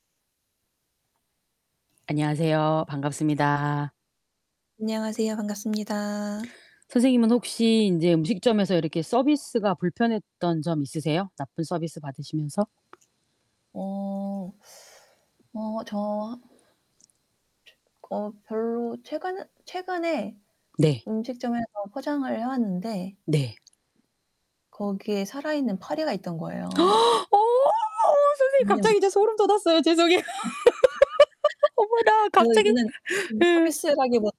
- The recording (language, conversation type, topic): Korean, unstructured, 음식점에서 서비스가 나쁘면 어떻게 대처해야 할까요?
- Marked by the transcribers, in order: static; other background noise; tapping; distorted speech; gasp; surprised: "어!"; laugh; laughing while speaking: "죄송해요"; laugh; surprised: "어머나 갑자기"